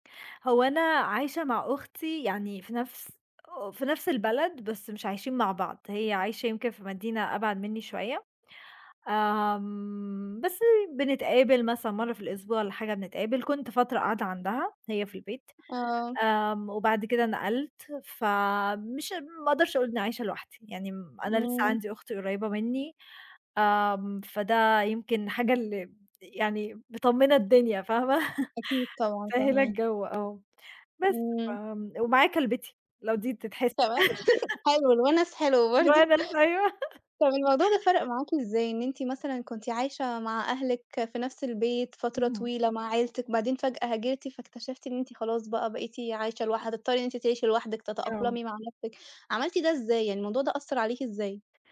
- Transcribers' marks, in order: other background noise; laughing while speaking: "فاهمة"; chuckle; tapping; laughing while speaking: "كمان!"; laugh; laughing while speaking: "برضه"; laughing while speaking: "الوَنَس أيوه"; laugh
- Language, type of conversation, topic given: Arabic, podcast, إزاي الهجرة أو السفر غيّر إحساسك بالجذور؟